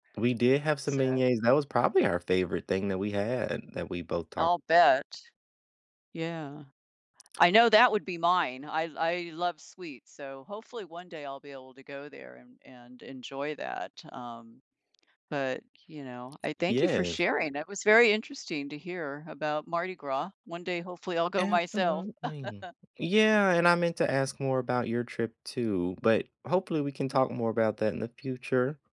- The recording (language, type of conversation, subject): English, unstructured, What is your favorite travel memory with family or friends?
- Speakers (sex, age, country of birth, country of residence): female, 65-69, United States, United States; male, 30-34, United States, United States
- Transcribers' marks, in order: tapping; laugh; other background noise